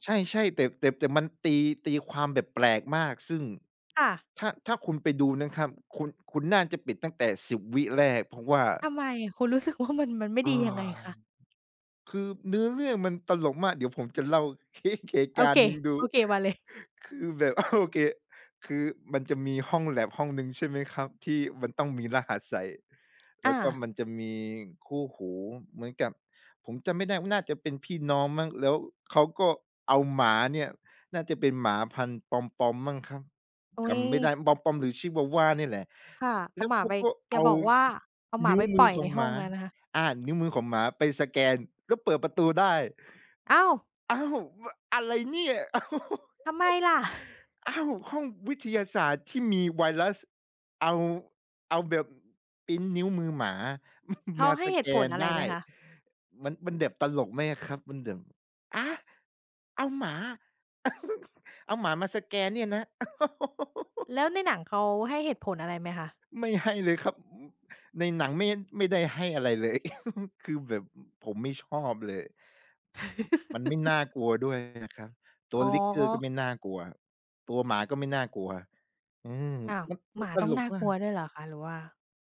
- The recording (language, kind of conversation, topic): Thai, podcast, สตรีมมิ่งเปลี่ยนวิธีการเล่าเรื่องและประสบการณ์การดูภาพยนตร์อย่างไร?
- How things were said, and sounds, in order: sigh; chuckle; laughing while speaking: "เค้ก"; chuckle; laughing while speaking: "โอเค"; laugh; laughing while speaking: "อ้าว"; chuckle; chuckle; "แบบ" said as "แดบ"; "แบบ" said as "แดบ"; chuckle; laugh; laughing while speaking: "ไม่ให้เลยครับ"; chuckle; other background noise; laugh